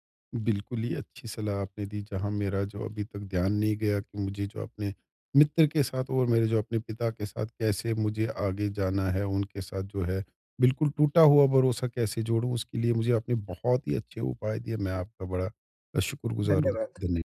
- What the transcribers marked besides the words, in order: none
- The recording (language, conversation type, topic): Hindi, advice, टूटे हुए भरोसे को धीरे-धीरे फिर से कैसे कायम किया जा सकता है?